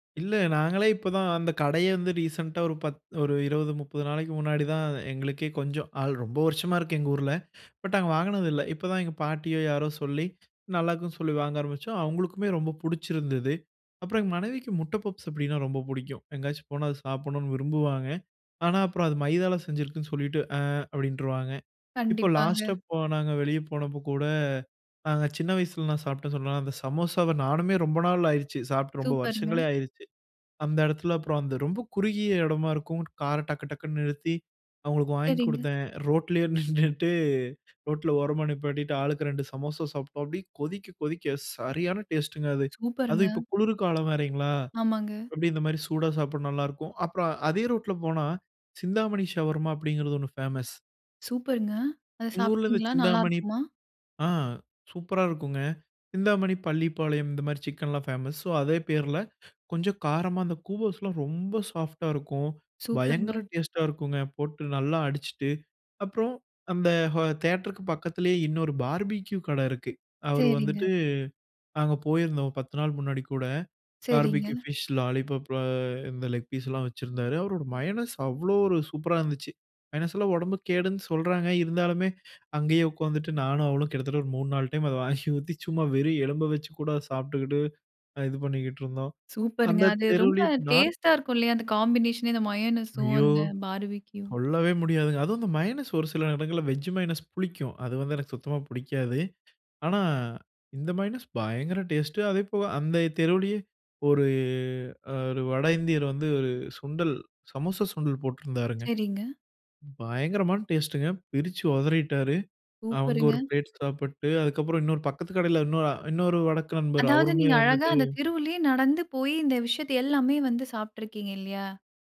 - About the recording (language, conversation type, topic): Tamil, podcast, அங்குள்ள தெரு உணவுகள் உங்களை முதன்முறையாக எப்படி கவர்ந்தன?
- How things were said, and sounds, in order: laughing while speaking: "நின்னுட்டு"; surprised: "அப்டியே கொதிக்க கொதிக்க சரியான டேஸ்ட்டுங்க அது"; tapping; anticipating: "அத சாப்ட்டீங்களா, நல்லாருக்குமா?"; other background noise; surprised: "சூப்பரா இருக்குங்க"; in English: "கூவோஸ்லாம்"; in English: "ஃபிஷ் லாலிபாப்"; laughing while speaking: "டைம் அத வாங்கி ஊத்தி, சும்மா வெறும் எலும்ப வச்சு கூட அதை"; in English: "காம்பினேஷனே"; surprised: "பயங்கர டேஸ்ட்டு"; "அதேபோல" said as "அதேபோக"; drawn out: "ஒரு"